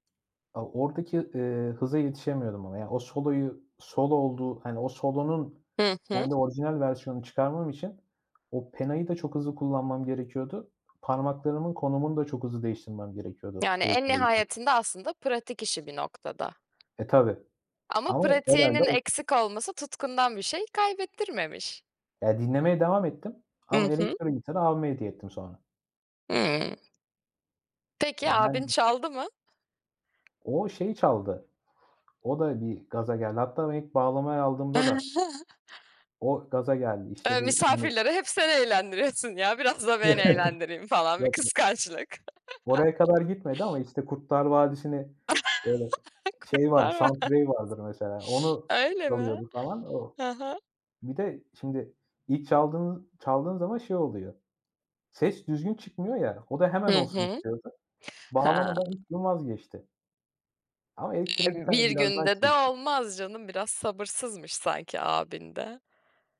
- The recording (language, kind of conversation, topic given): Turkish, podcast, Müziğe ilgi duymaya nasıl başladın?
- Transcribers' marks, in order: other background noise; chuckle; laughing while speaking: "misafirleri hep sen eğlendiriyorsun ya, biraz da ben eğlendireyim falan, bir kıskançlık"; chuckle; chuckle; laugh; laughing while speaking: "Kurtlar Vadisi"; in English: "soundtrack'i"